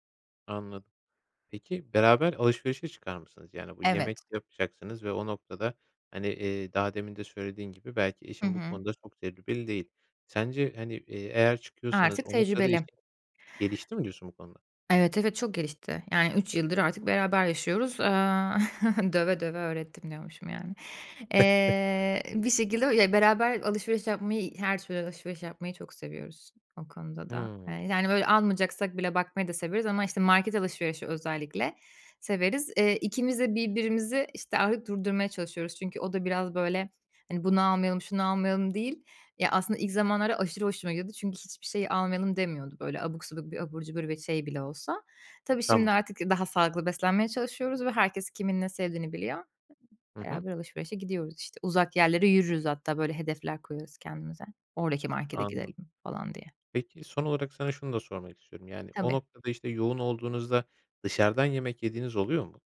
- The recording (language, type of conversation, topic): Turkish, podcast, Evde yemek paylaşımını ve sofraya dair ritüelleri nasıl tanımlarsın?
- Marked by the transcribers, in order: other background noise; chuckle; drawn out: "Eee"; chuckle; "yapmayı" said as "yapmayi"; tapping